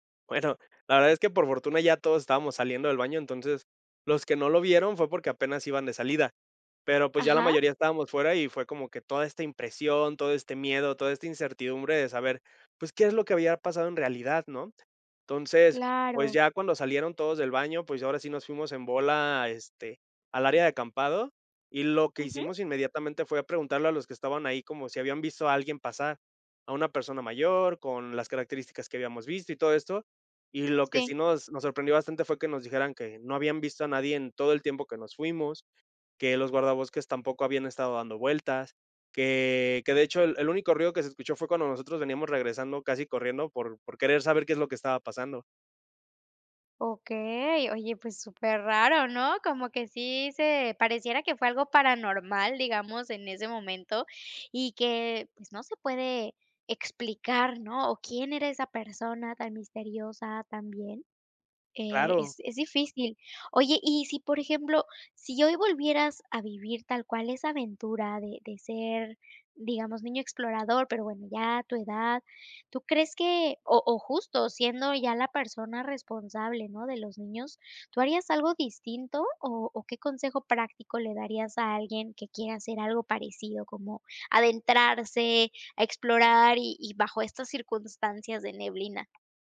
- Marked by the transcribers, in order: other background noise
- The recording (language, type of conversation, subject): Spanish, podcast, ¿Cuál es una aventura al aire libre que nunca olvidaste?